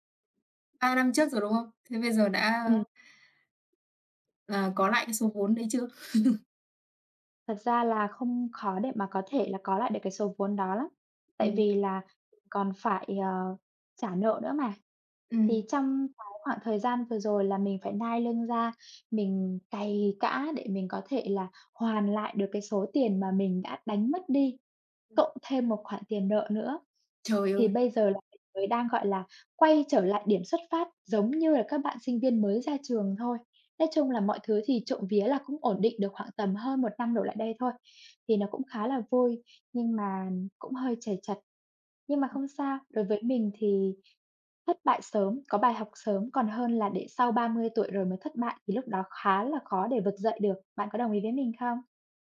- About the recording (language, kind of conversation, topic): Vietnamese, unstructured, Bạn đã học được bài học quý giá nào từ một thất bại mà bạn từng trải qua?
- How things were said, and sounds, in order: laugh; other background noise; tapping